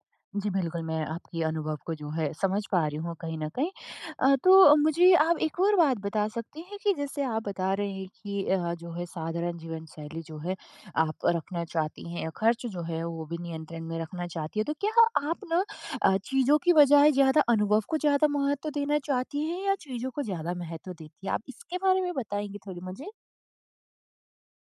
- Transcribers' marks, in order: none
- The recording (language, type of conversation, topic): Hindi, advice, मैं साधारण जीवनशैली अपनाकर अपने खर्च को कैसे नियंत्रित कर सकता/सकती हूँ?